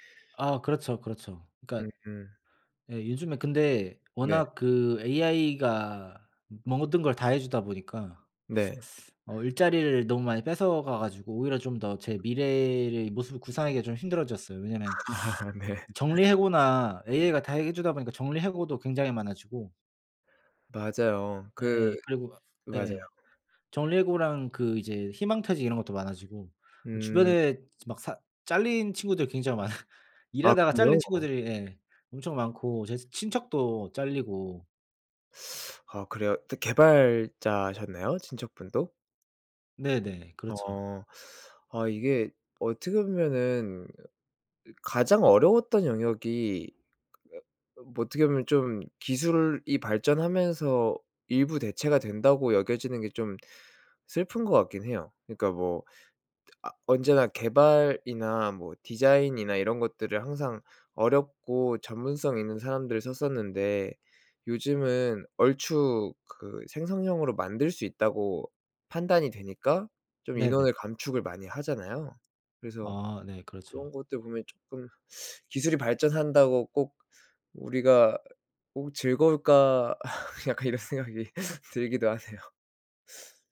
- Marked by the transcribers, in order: teeth sucking; "미래의" said as "미래르"; tapping; teeth sucking; laugh; laughing while speaking: "네"; other noise; laughing while speaking: "많아요"; teeth sucking; teeth sucking; teeth sucking; laugh; laughing while speaking: "약간 이런 생각이 들기도 하네요"; teeth sucking
- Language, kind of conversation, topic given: Korean, unstructured, 미래에 어떤 모습으로 살고 싶나요?